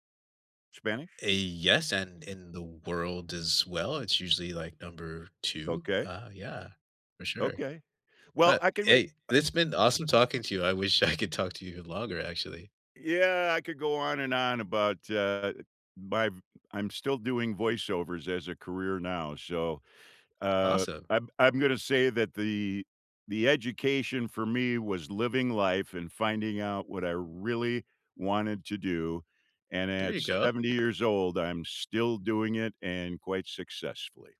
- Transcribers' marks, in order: other background noise; tapping
- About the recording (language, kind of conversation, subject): English, unstructured, How has education opened doors for you, and who helped you step through them?